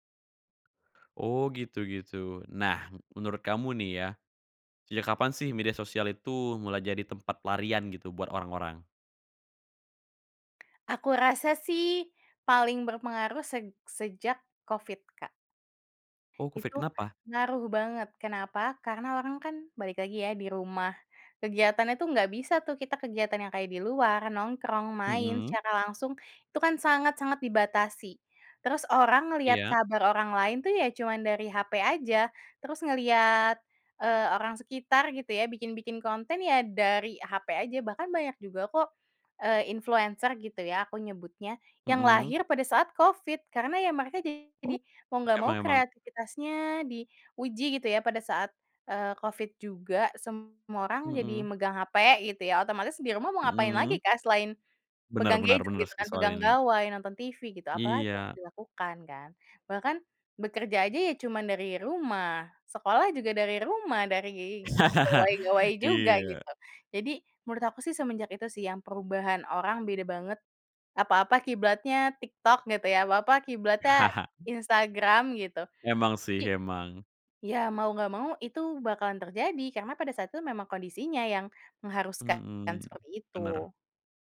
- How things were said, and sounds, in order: other background noise; tapping; in English: "Covid"; in English: "Covid"; in English: "Covid"; in English: "Covid"; laugh; chuckle
- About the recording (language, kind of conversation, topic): Indonesian, podcast, Bagaimana media sosial mengubah cara kita mencari pelarian?